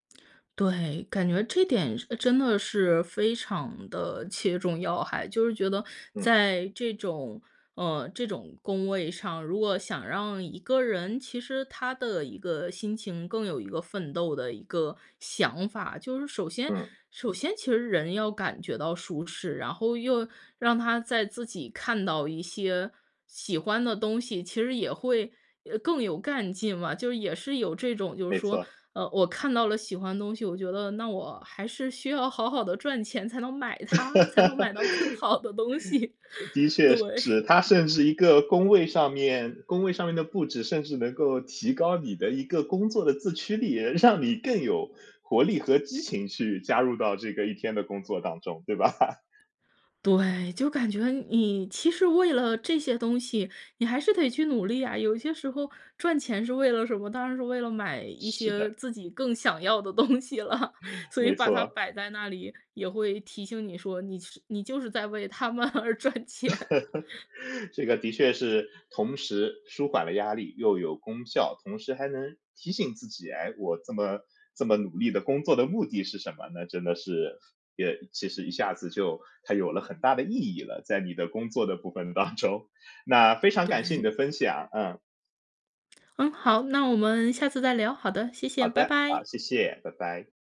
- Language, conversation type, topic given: Chinese, podcast, 你会如何布置你的工作角落，让自己更有干劲？
- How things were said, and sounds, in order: other background noise; chuckle; laughing while speaking: "更好的东西"; laughing while speaking: "让"; laughing while speaking: "吧？"; laughing while speaking: "东西了"; laughing while speaking: "它们而赚钱"; chuckle; laughing while speaking: "当"